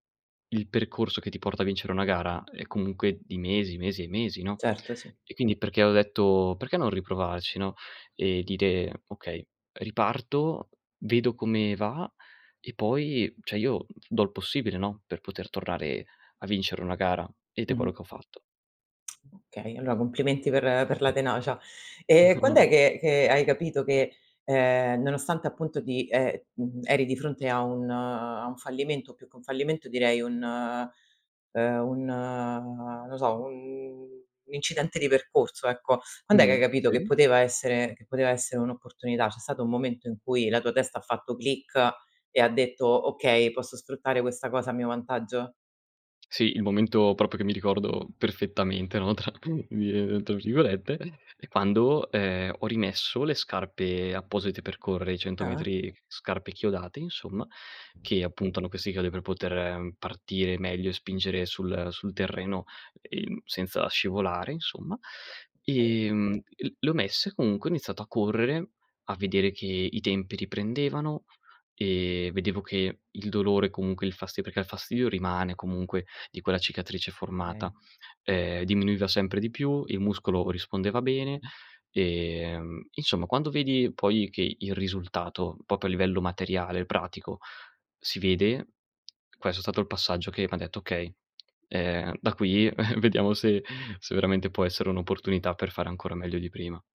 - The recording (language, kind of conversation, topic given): Italian, podcast, Raccontami di un fallimento che si è trasformato in un'opportunità?
- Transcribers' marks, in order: "cioè" said as "ceh"; tongue click; other background noise; chuckle; drawn out: "un"; in English: "click"; "proprio" said as "propio"; laughing while speaking: "tra"; "Okay" said as "kay"; unintelligible speech; "proprio" said as "popio"; chuckle